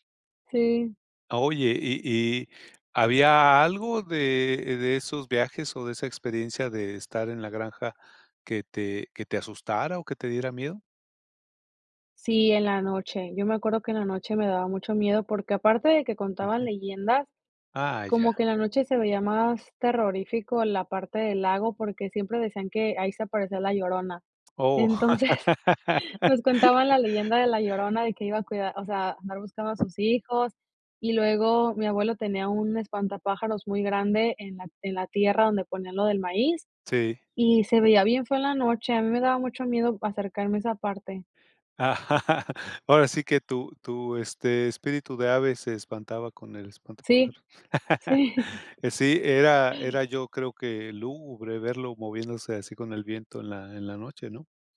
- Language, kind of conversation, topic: Spanish, podcast, ¿Tienes alguna anécdota de viaje que todo el mundo recuerde?
- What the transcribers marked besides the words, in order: chuckle; laugh; other background noise; laugh; chuckle